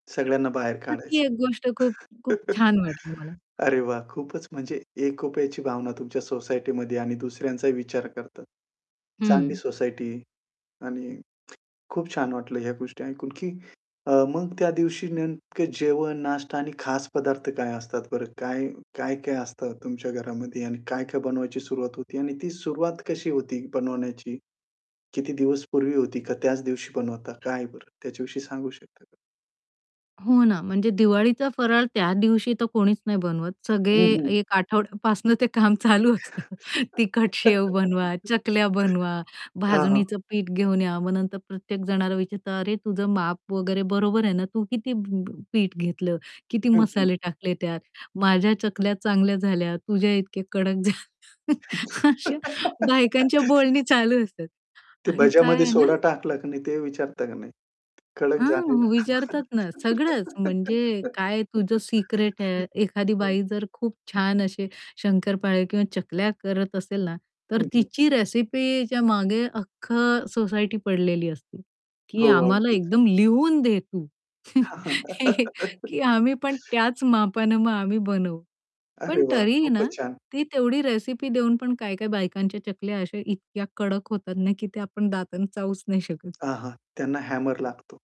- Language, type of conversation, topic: Marathi, podcast, सणाच्या दिवशी तुमच्या घरात काय खास असायचं?
- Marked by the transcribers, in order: static; distorted speech; chuckle; tapping; laughing while speaking: "काम चालू असतं"; laugh; unintelligible speech; giggle; laughing while speaking: "झाल्या. अशा"; giggle; laughing while speaking: "हे"; laugh